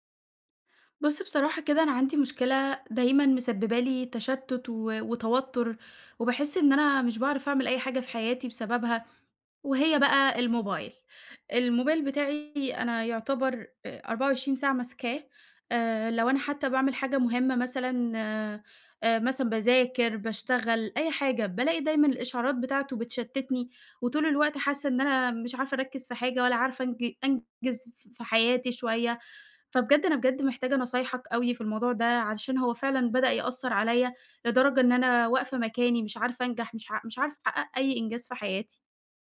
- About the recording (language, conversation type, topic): Arabic, advice, إزاي الموبايل والسوشيال ميديا بيشتتوا انتباهك طول الوقت؟
- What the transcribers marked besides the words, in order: none